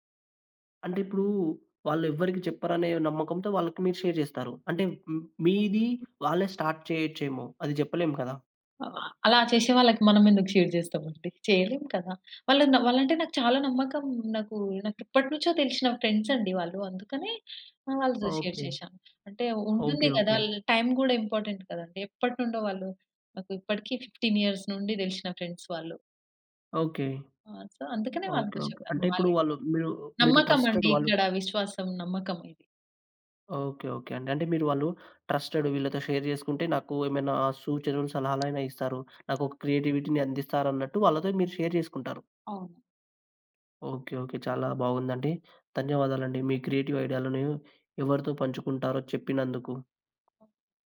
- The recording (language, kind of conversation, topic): Telugu, podcast, మీరు మీ సృజనాత్మక గుర్తింపును ఎక్కువగా ఎవరితో పంచుకుంటారు?
- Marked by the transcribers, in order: in English: "షేర్"; in English: "స్టార్ట్"; in English: "షేర్"; in English: "ఫ్రెండ్స్"; in English: "షేర్"; in English: "ఇంపార్టెంట్"; in English: "ఫిఫ్టీన్ ఇయర్స్"; in English: "ఫ్రెండ్స్"; in English: "సో"; in English: "ట్రస్టెడ్"; in English: "ట్రస్టెడ్"; in English: "షేర్"; other background noise; in English: "క్రియేటివిటీ‌ని"; in English: "షేర్"; in English: "క్రియేటివ్ ఐడియా‌లను"